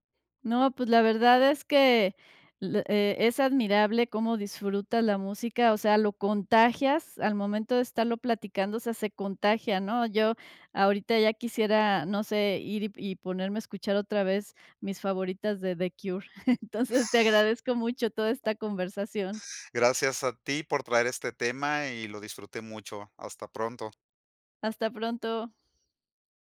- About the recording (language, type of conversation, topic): Spanish, podcast, ¿Cómo descubriste tu gusto musical?
- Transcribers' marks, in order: chuckle; other noise